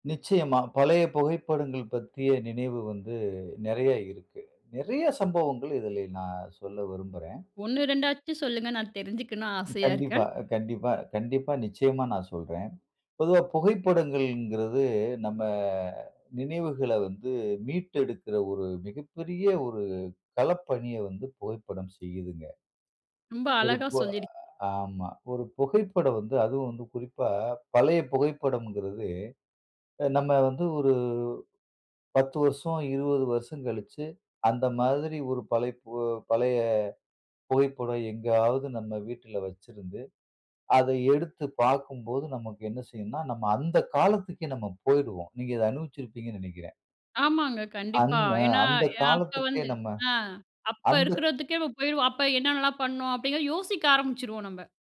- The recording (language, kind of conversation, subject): Tamil, podcast, ஒரு பழைய புகைப்படம் பற்றிப் பேச முடியுமா?
- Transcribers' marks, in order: unintelligible speech; "நம்ம" said as "நம்ப"